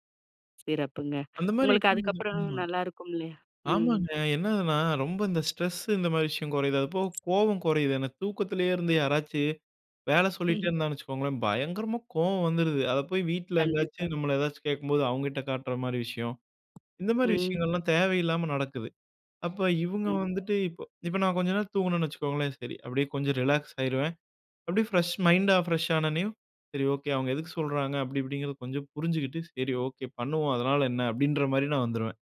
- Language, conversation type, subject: Tamil, podcast, சிறு தூக்கம் பற்றிய உங்கள் அனுபவம் என்ன?
- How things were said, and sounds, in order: other noise; laugh